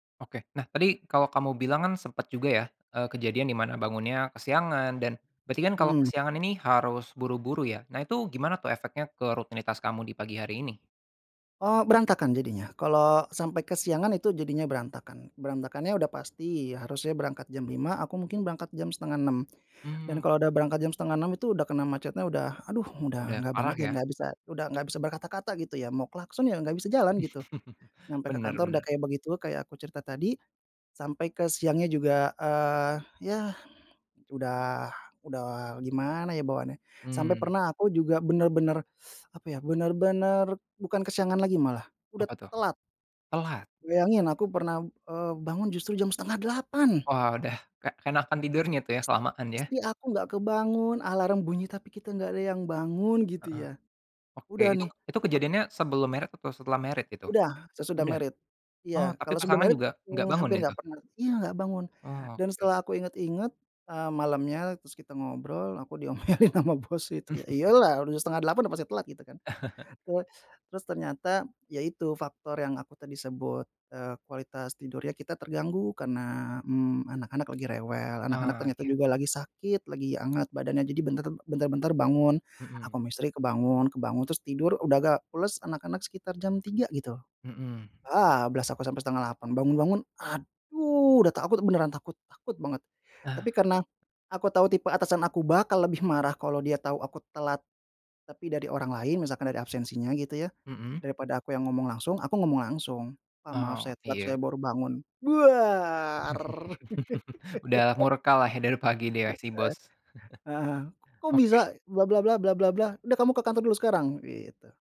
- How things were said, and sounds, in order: other background noise; chuckle; teeth sucking; in English: "married"; in English: "married"; in English: "married"; in English: "married"; laughing while speaking: "diomelin ama bos itu"; chuckle; chuckle; stressed: "aduh"; chuckle; drawn out: "Duar"; laugh; chuckle
- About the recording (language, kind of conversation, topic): Indonesian, podcast, Apa rutinitas pagi sederhana yang selalu membuat suasana hatimu jadi bagus?